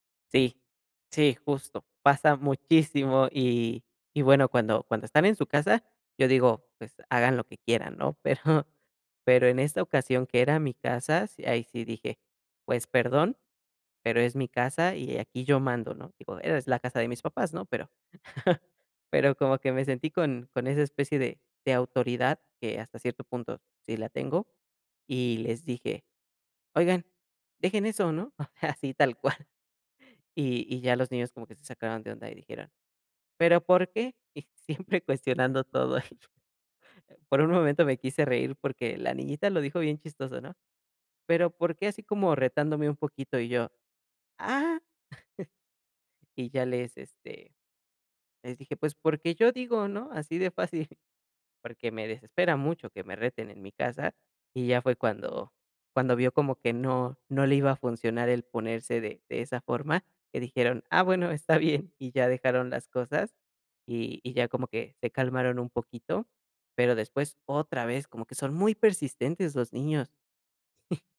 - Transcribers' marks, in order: chuckle; laughing while speaking: "O sea, así tal cual"; other background noise; tapping; chuckle; put-on voice: "ah"; chuckle; chuckle
- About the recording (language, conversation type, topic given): Spanish, podcast, ¿Cómo compartes tus valores con niños o sobrinos?